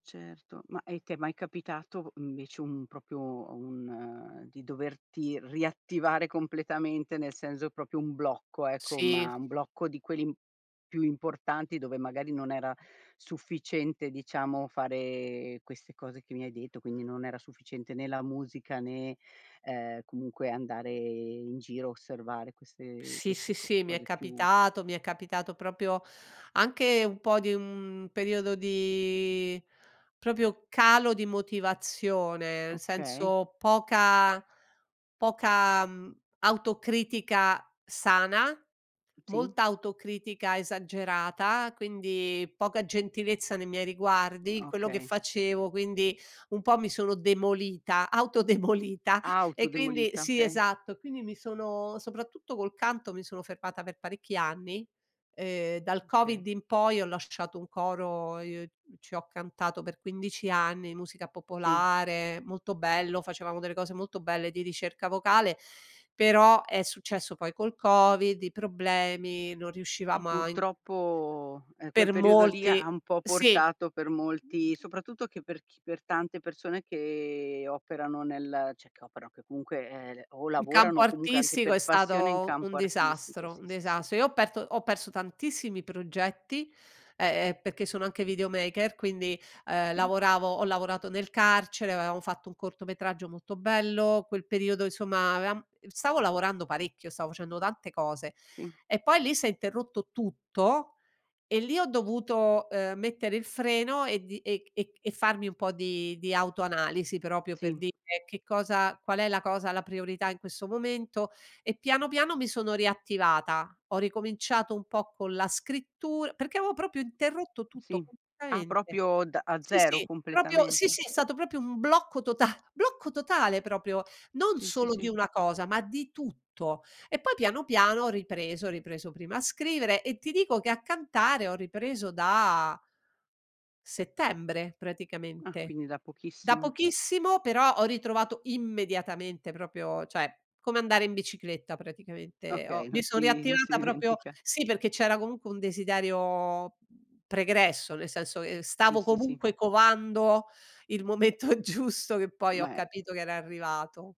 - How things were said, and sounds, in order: "proprio" said as "propio"; "senso" said as "senzo"; "proprio" said as "propio"; "proprio" said as "propio"; "proprio" said as "propio"; other background noise; laughing while speaking: "demolita"; "cioè" said as "ceh"; "proprio" said as "propio"; "proprio" said as "propio"; "proprio" said as "propio"; "proprio" said as "propio"; laughing while speaking: "tota"; "proprio" said as "propio"; "proprio" said as "propio"; "cioè" said as "ceh"; laughing while speaking: "non si"; laughing while speaking: "dimentica"; "proprio" said as "propio"; laughing while speaking: "momento giusto"
- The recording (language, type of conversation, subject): Italian, podcast, Come trovi davvero la tua voce creativa?